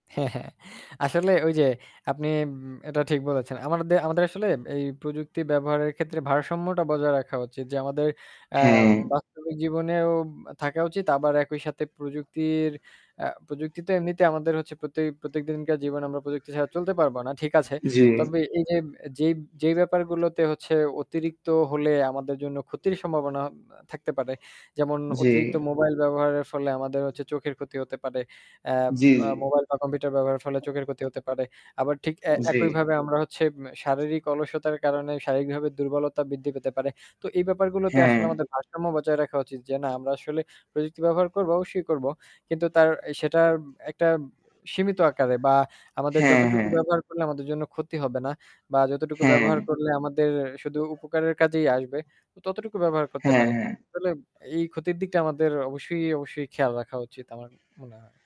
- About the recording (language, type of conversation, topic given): Bengali, unstructured, কোন ধরনের প্রযুক্তিগত যন্ত্র আপনার দৈনন্দিন জীবনকে সহজ করে তোলে?
- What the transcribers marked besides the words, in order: static; tapping; horn; other background noise